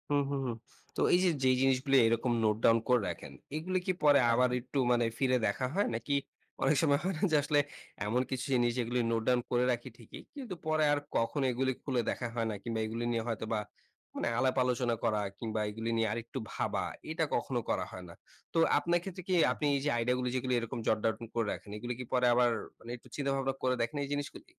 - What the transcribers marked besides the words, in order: laughing while speaking: "অনেক সময় হয় না যে আসলে"; other background noise
- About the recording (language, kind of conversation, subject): Bengali, podcast, তুমি কীভাবে আইডিয়াগুলো নোট করে রাখো?
- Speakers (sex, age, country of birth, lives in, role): male, 50-54, Bangladesh, Bangladesh, guest; male, 60-64, Bangladesh, Bangladesh, host